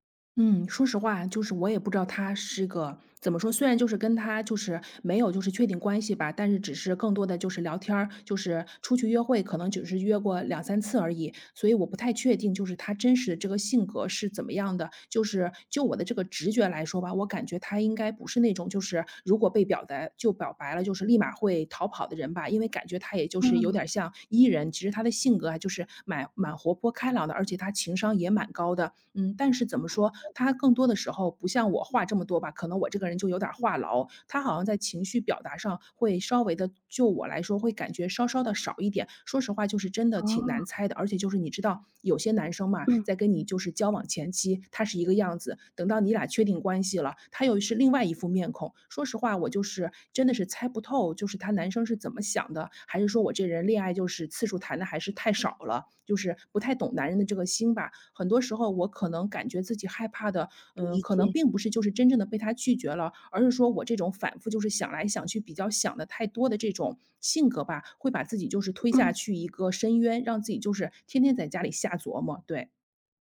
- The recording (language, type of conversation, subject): Chinese, advice, 我该如何表达我希望关系更亲密的需求，又不那么害怕被对方拒绝？
- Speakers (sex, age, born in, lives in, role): female, 40-44, China, France, user; female, 40-44, China, Spain, advisor
- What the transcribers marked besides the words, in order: other background noise